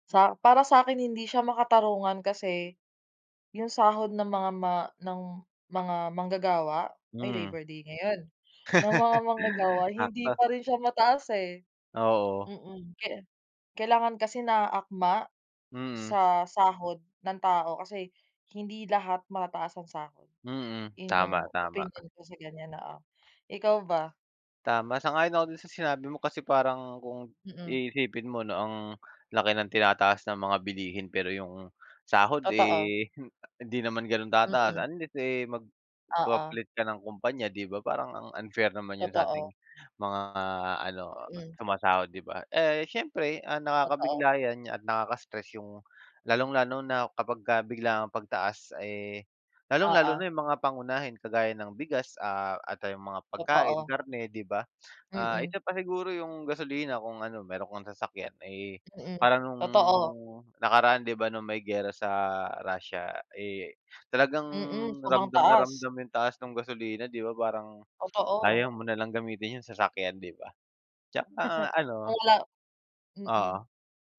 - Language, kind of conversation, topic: Filipino, unstructured, Ano ang masasabi mo tungkol sa pagtaas ng presyo ng mga bilihin kamakailan?
- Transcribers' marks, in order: laugh; laugh